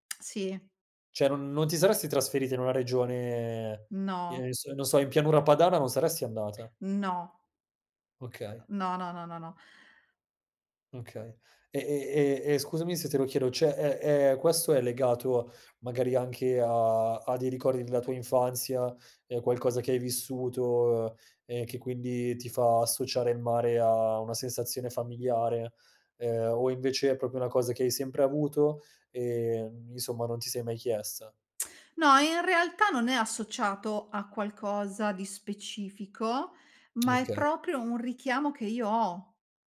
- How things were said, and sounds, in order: tongue click; "Cioè" said as "ceh"; "proprio" said as "propio"; tsk
- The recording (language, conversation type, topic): Italian, podcast, Che attività ti fa perdere la nozione del tempo?